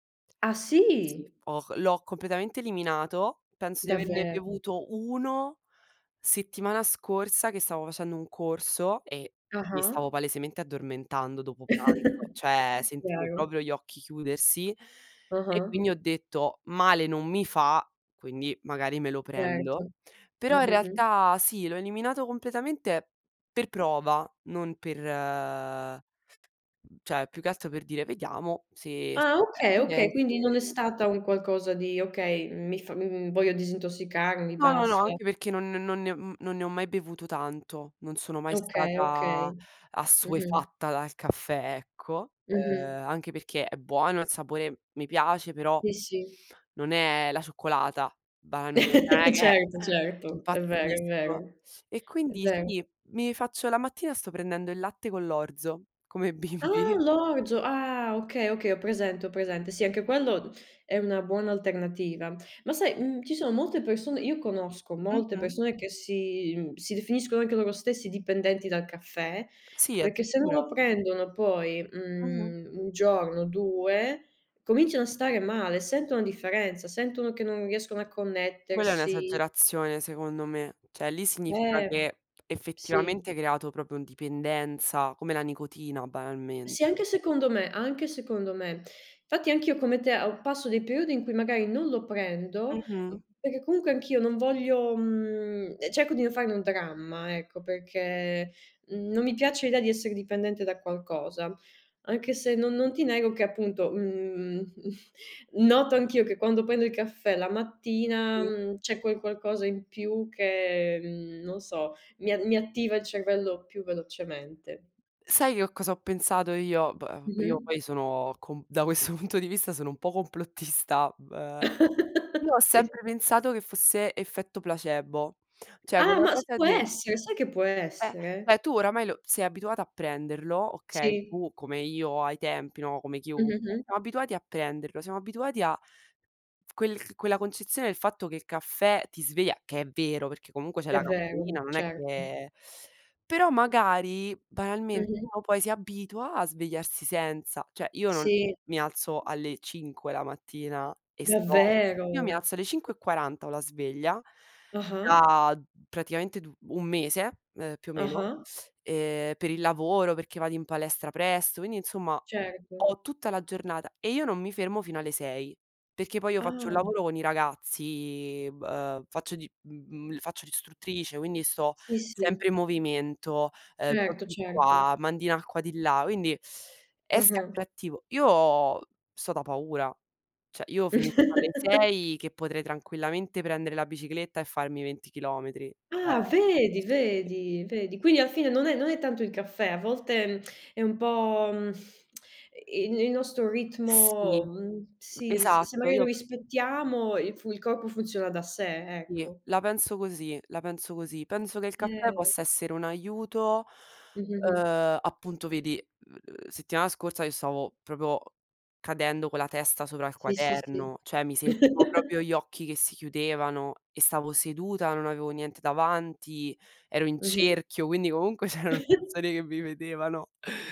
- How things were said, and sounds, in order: surprised: "Ah, sì?"; tapping; other background noise; chuckle; "cioè" said as "ceh"; "proprio" said as "propio"; "cioè" said as "ceh"; unintelligible speech; laugh; laughing while speaking: "bimbi"; "cioè" said as "ceh"; "proprio" said as "propio"; laughing while speaking: "mhmm"; laughing while speaking: "da questo"; laughing while speaking: "complottista"; laugh; laughing while speaking: "Sì"; "cioè" said as "ceh"; lip smack; "Cioè" said as "ceh"; surprised: "Davvero?"; "cioè" said as "ceh"; laugh; "cioè" said as "ceh"; lip smack; unintelligible speech; "proprio" said as "propio"; "proprio" said as "propio"; chuckle; laughing while speaking: "comunque c'erano persone che mi vedevano"; chuckle
- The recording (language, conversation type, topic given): Italian, unstructured, Preferisci il caffè o il tè per iniziare la giornata e perché?